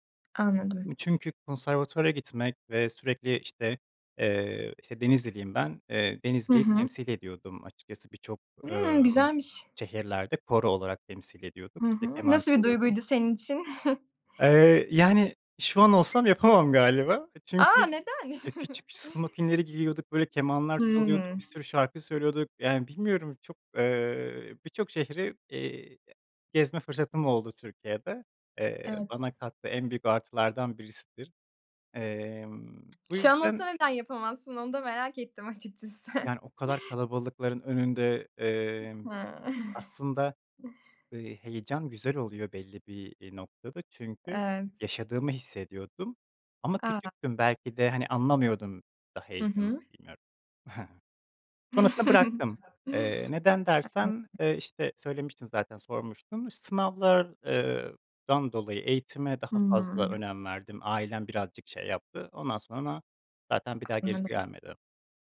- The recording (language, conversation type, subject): Turkish, podcast, Rutinler yaratıcılığı nasıl etkiler?
- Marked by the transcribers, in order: other background noise; other noise; chuckle; surprised: "A, neden?"; chuckle; tapping; giggle; giggle; chuckle; giggle; background speech